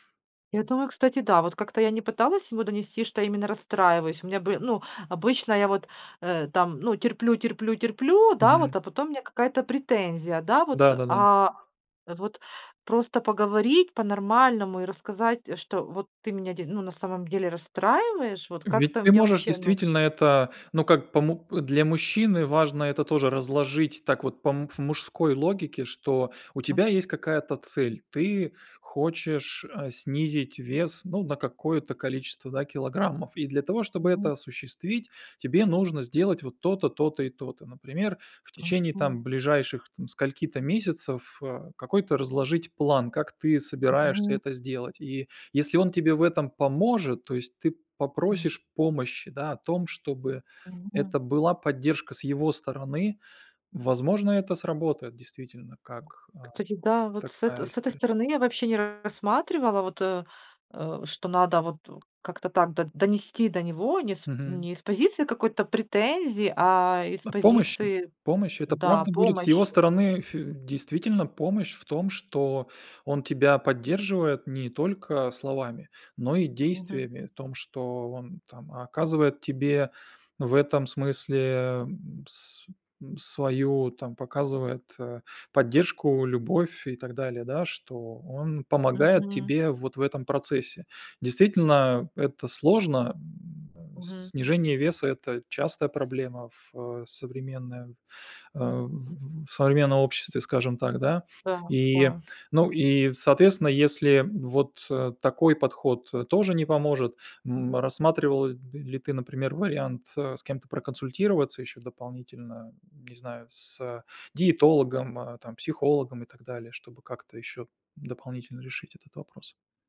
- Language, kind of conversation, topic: Russian, advice, Как решить конфликт с партнёром из-за разных пищевых привычек?
- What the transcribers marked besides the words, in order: tapping; other background noise